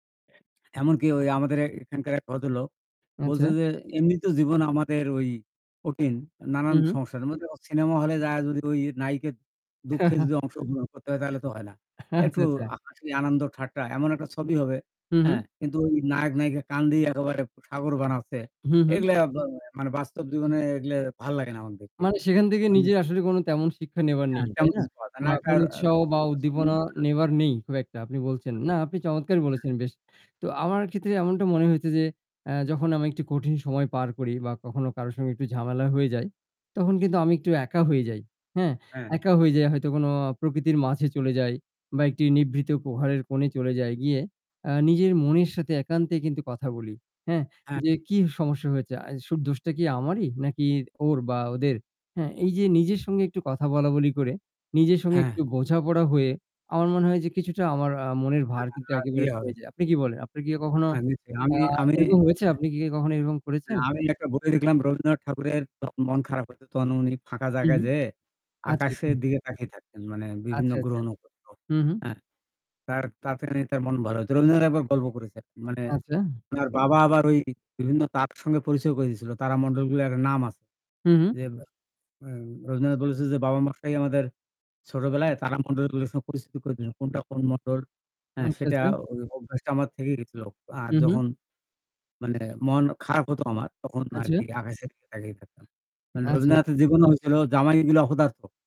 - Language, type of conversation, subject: Bengali, unstructured, কঠিন সময়ে তুমি কীভাবে নিজেকে সামলাও?
- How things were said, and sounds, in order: static; distorted speech; "নাইকার" said as "নায়িকের"; chuckle; laughing while speaking: "আচ্ছা, আচ্ছা"; "কেঁদে" said as "কান্দি"; "এগুলা" said as "এগলা"; unintelligible speech; "শুধু" said as "সুধ"; unintelligible speech